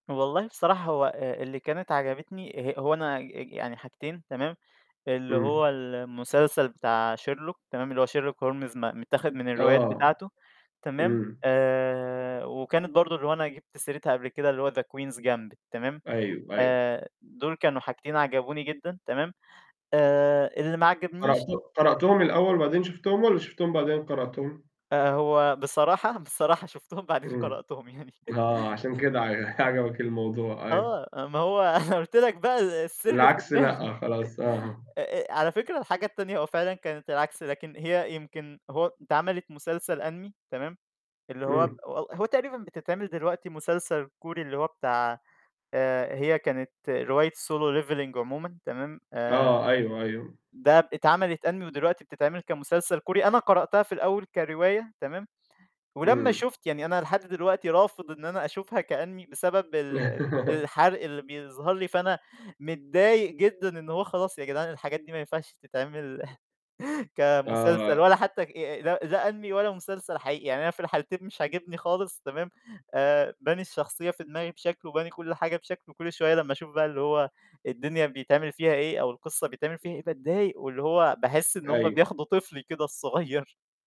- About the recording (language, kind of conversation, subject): Arabic, podcast, إيه رأيك في تحويل الكتب لمسلسلات؟
- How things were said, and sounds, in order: in English: "The Queen's Gambit"; static; laughing while speaking: "شوفتهم بعدين قرأتهم يعني"; chuckle; chuckle; laughing while speaking: "قُلت لك بقى السِر في دماغي"; chuckle; in Japanese: "Anime"; in English: "Solo Leveling"; in Japanese: "Anime"; tapping; in Japanese: "كAnime"; laugh; chuckle; in Japanese: "Anime"; other background noise; laughing while speaking: "الصغيّر"